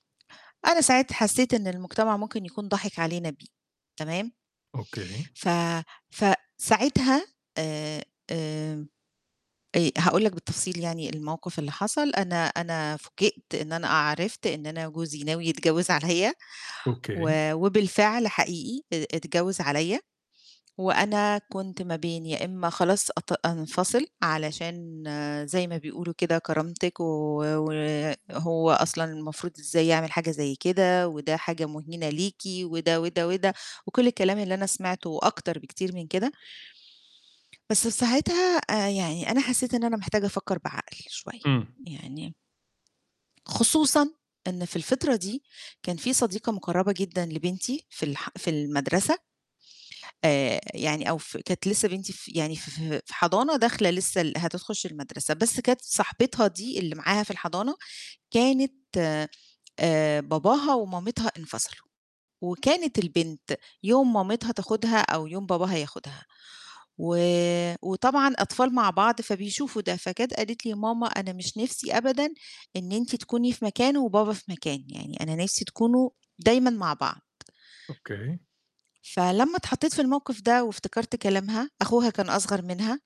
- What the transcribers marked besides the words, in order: laughing while speaking: "يتجوز عليَّ"
- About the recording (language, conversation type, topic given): Arabic, podcast, احكيلي عن موقف علّمك يعني إيه تضحية؟